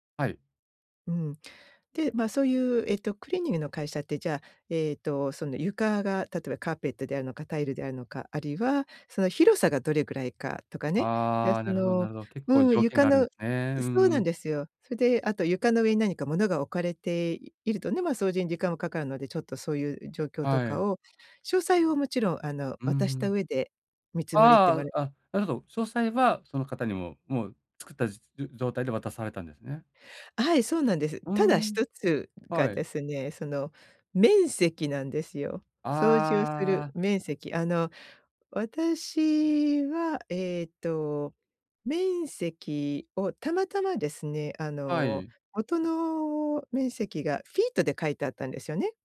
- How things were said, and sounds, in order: none
- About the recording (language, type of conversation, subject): Japanese, advice, 委任と管理のバランスを取る
- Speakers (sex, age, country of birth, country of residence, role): female, 55-59, Japan, United States, user; male, 45-49, Japan, Japan, advisor